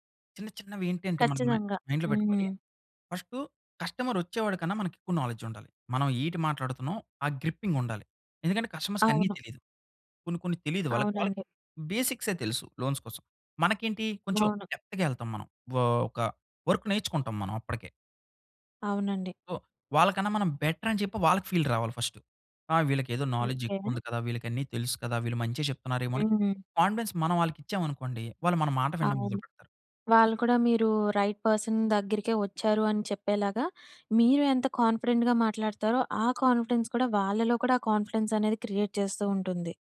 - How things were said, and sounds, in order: in English: "మ మైండ్‌లో"; in English: "లోన్స్"; in English: "డెప్త్‌గా"; stressed: "డెప్త్‌గా"; in English: "ఫీల్"; in English: "నాలెడ్జ్"; in English: "కాన్ఫిడెన్స్"; other background noise; in English: "రైట్ పర్సన్"; in English: "కాన్ఫిడెంట్‌గా"; in English: "కాన్ఫిడెన్స్"; in English: "క్రియేట్"
- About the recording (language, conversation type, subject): Telugu, podcast, రోజువారీ ఆత్మవిశ్వాసం పెంచే చిన్న అలవాట్లు ఏవి?